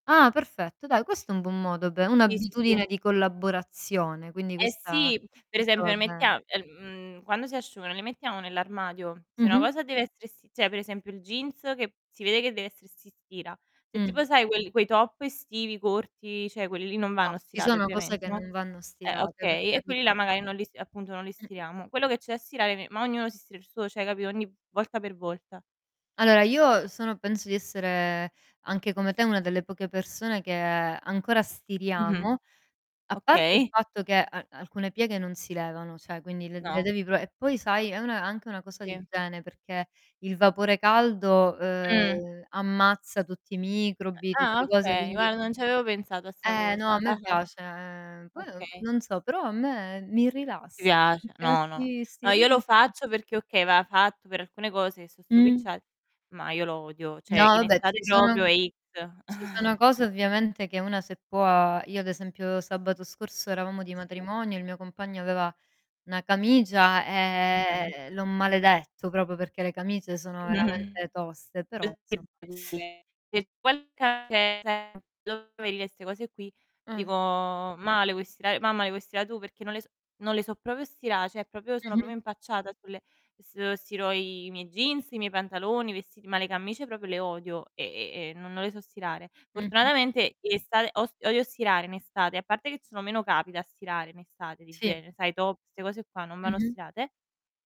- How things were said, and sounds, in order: distorted speech; "cioè" said as "ceh"; "cioè" said as "ceh"; tapping; other background noise; "anche" said as "ranche"; drawn out: "uhm"; other noise; "guarda" said as "guara"; unintelligible speech; unintelligible speech; "stropicciate" said as "stropicciae"; "Cioè" said as "ceh"; "proprio" said as "propio"; chuckle; "camicia" said as "camigia"; drawn out: "ehm"; "proprio" said as "propio"; chuckle; unintelligible speech; drawn out: "dico"; "insomma" said as "som"; teeth sucking; "proprio" said as "propio"; "cioè" said as "ceh"; "proprio" said as "propio"; drawn out: "i"; "camicie" said as "cammicie"; "proprio" said as "propio"
- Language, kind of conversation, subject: Italian, unstructured, Che cosa ti sorprende di più nelle abitudini delle altre persone?